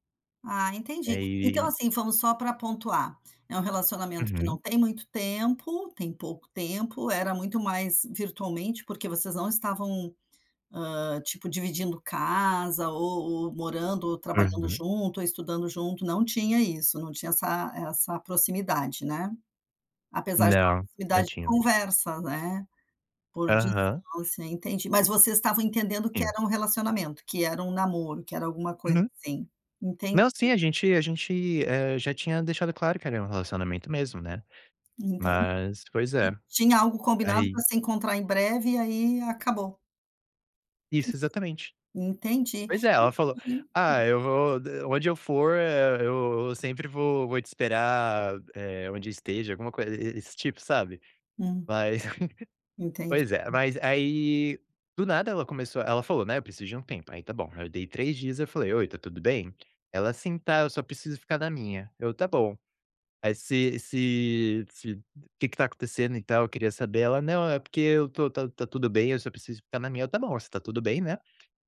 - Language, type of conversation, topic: Portuguese, advice, Como lidar com as inseguranças em um relacionamento à distância?
- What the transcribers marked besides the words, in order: laugh; other noise